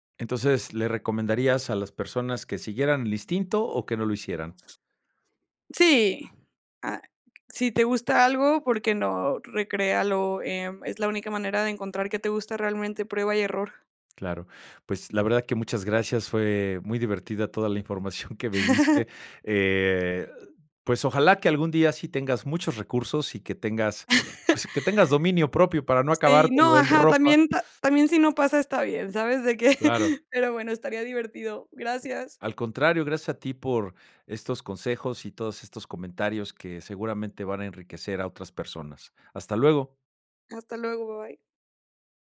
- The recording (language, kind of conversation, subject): Spanish, podcast, ¿Qué película o serie te inspira a la hora de vestirte?
- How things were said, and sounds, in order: other background noise; laughing while speaking: "información"; chuckle; chuckle